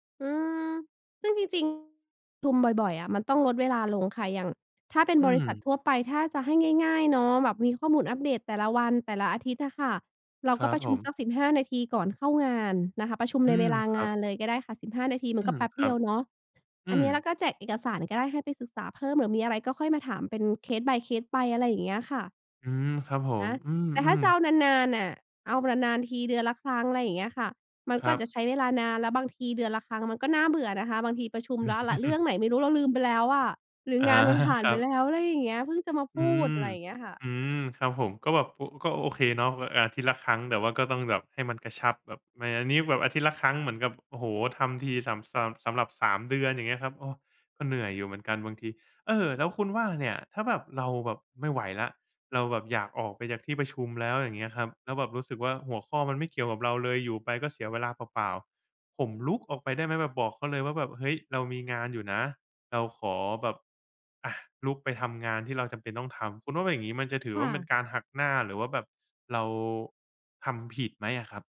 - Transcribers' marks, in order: other background noise; laugh; laughing while speaking: "อา"
- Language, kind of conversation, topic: Thai, advice, ทำไมการประชุมของคุณถึงยืดเยื้อและใช้เวลางานไปเกือบหมด?